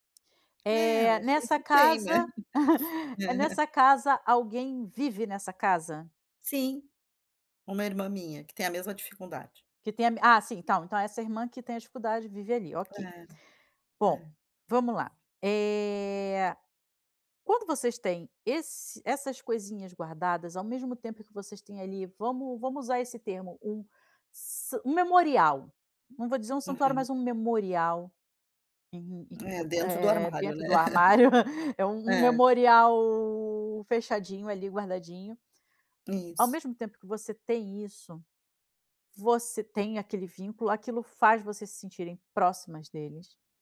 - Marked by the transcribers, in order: chuckle; laughing while speaking: "né? É"; tapping; chuckle
- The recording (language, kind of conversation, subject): Portuguese, advice, Como posso me desapegar de objetos com valor sentimental?